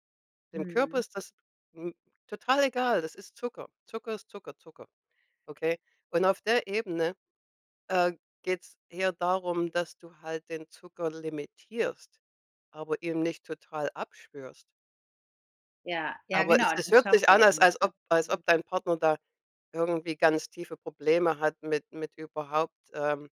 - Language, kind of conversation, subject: German, advice, Wie kann ich Konflikte mit meinem Partner über Ernährungsgewohnheiten lösen?
- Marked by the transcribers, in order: none